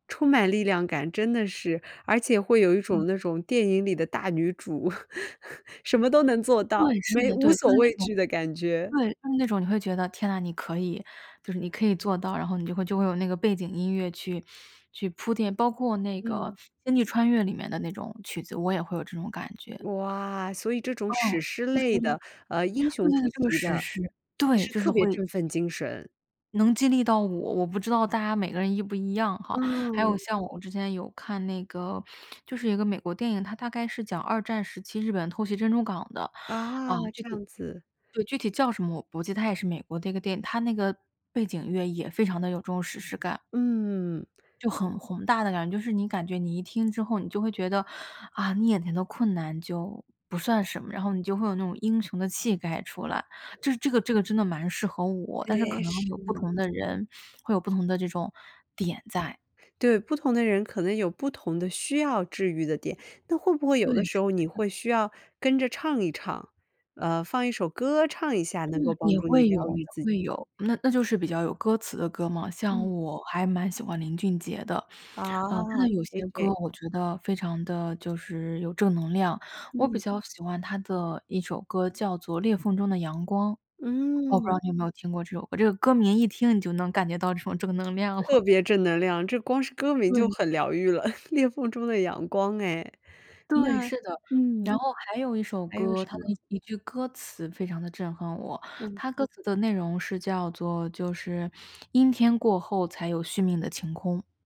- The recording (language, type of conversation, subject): Chinese, podcast, 音乐真的能疗愈心伤吗？
- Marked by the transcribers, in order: laugh; other background noise; laughing while speaking: "了"; chuckle